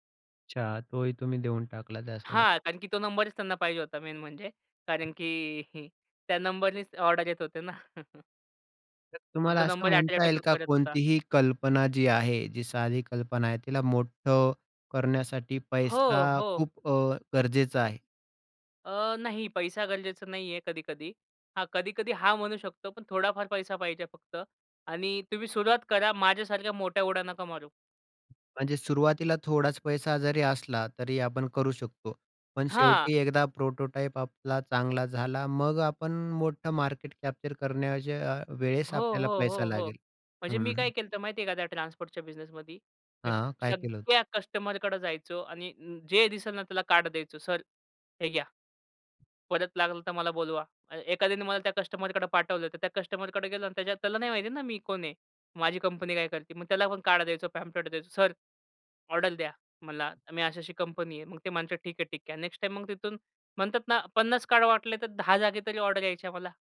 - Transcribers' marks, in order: in English: "मेन"; chuckle; chuckle; in English: "अट्रॅक्ट"; other background noise; in English: "प्रोटोटाइप"; in English: "कॅप्चर"; other noise; tapping
- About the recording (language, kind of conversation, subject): Marathi, podcast, तुम्ही एखादी साधी कल्पना कशी वाढवता?